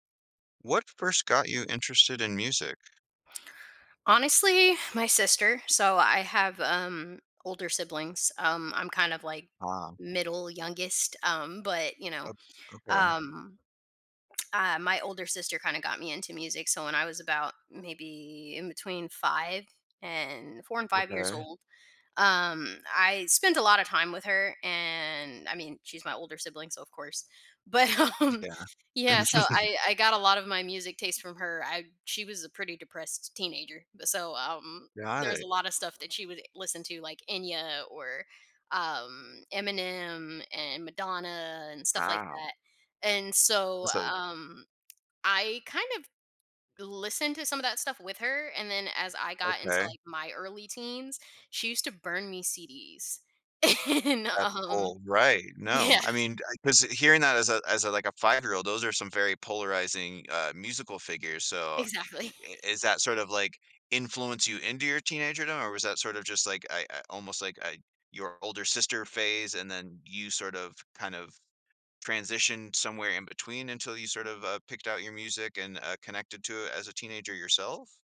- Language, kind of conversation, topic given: English, podcast, How do early experiences shape our lifelong passion for music?
- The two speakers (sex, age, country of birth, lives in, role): female, 30-34, United States, United States, guest; male, 40-44, Canada, United States, host
- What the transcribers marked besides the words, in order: laughing while speaking: "but, um"; chuckle; laughing while speaking: "And"; laughing while speaking: "yeah"